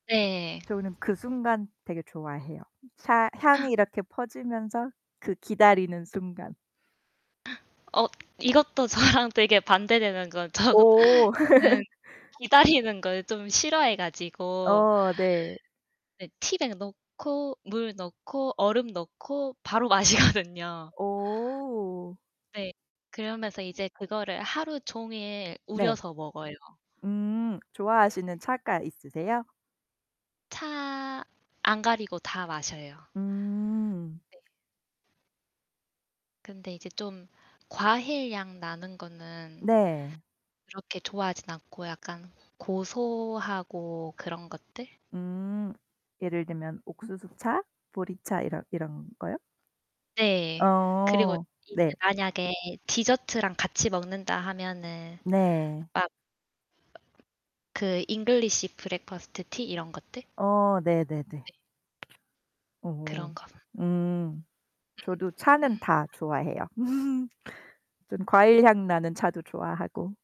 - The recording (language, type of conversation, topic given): Korean, unstructured, 커피와 차 중 어떤 음료를 더 선호하시나요?
- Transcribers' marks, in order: static; other background noise; gasp; gasp; laughing while speaking: "이것도 저랑 되게 반대되는 거 저 저는 기다리는 걸 좀 싫어해 가지고"; tapping; laugh; laughing while speaking: "마시거든요"; distorted speech; laugh